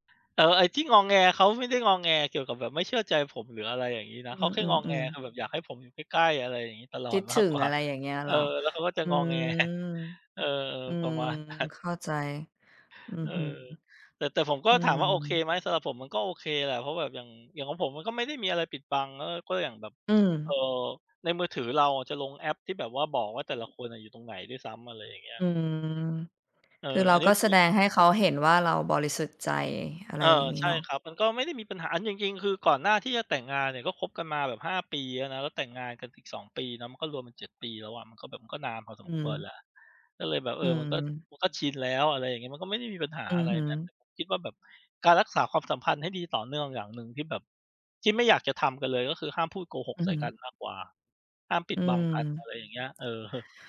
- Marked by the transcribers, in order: laughing while speaking: "งอแง"; laughing while speaking: "นั้น"; tsk; other background noise; tapping
- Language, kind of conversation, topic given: Thai, unstructured, คุณคิดว่าอะไรทำให้ความรักยืนยาว?